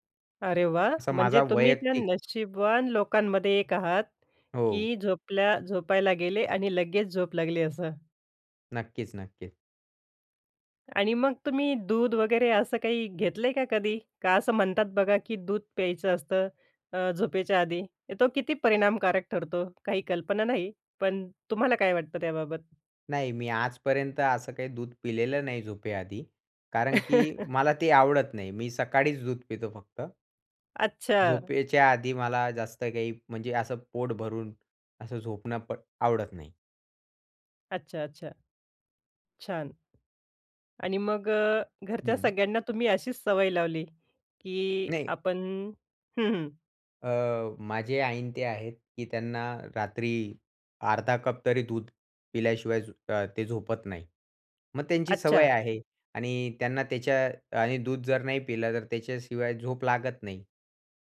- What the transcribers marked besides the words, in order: "जर" said as "जन"; tapping; chuckle; other background noise
- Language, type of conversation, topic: Marathi, podcast, उत्तम झोपेसाठी घरात कोणते छोटे बदल करायला हवेत?